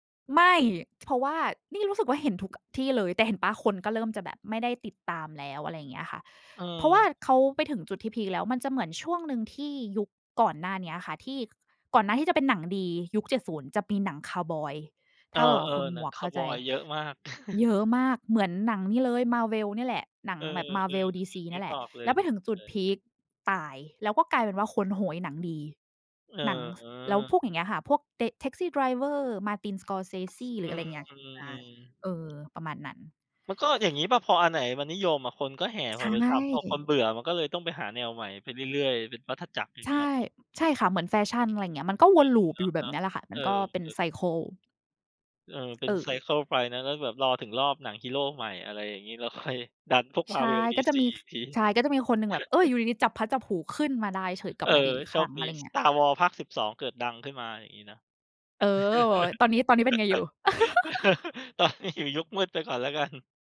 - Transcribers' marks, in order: other background noise; chuckle; tapping; in English: "ไซเกิล"; in English: "ไซเกิล"; chuckle; chuckle; laughing while speaking: "ตอนนี้"; chuckle; laughing while speaking: "กัน"
- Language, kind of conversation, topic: Thai, unstructured, ภาพยนตร์เรื่องไหนที่เปลี่ยนมุมมองต่อชีวิตของคุณ?